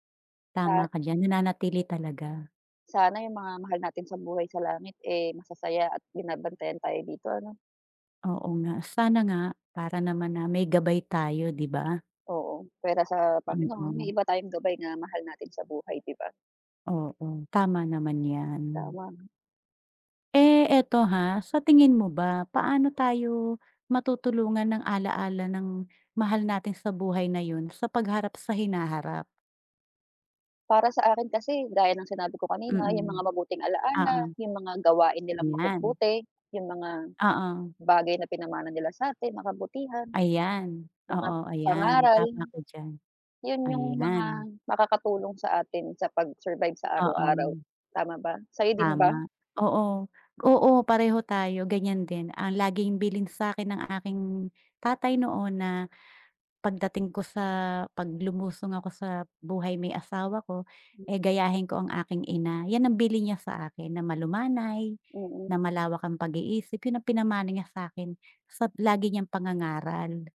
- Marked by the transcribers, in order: none
- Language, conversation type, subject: Filipino, unstructured, Paano mo hinaharap ang pagkawala ng isang mahal sa buhay?